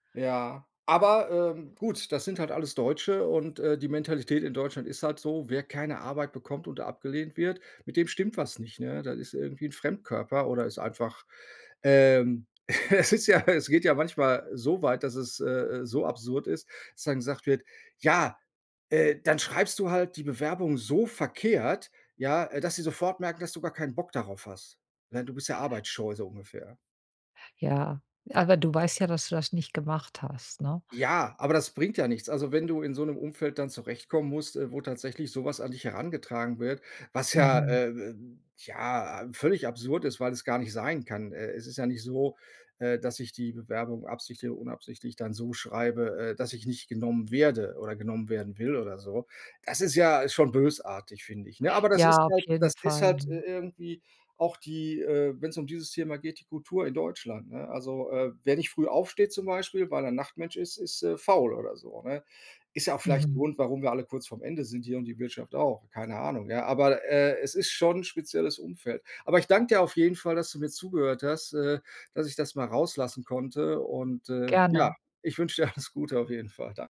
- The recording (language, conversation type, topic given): German, advice, Wie kann ich konstruktiv mit Ablehnung und Zurückweisung umgehen?
- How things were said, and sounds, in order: laughing while speaking: "Es ist ja"; stressed: "werde"; laughing while speaking: "alles"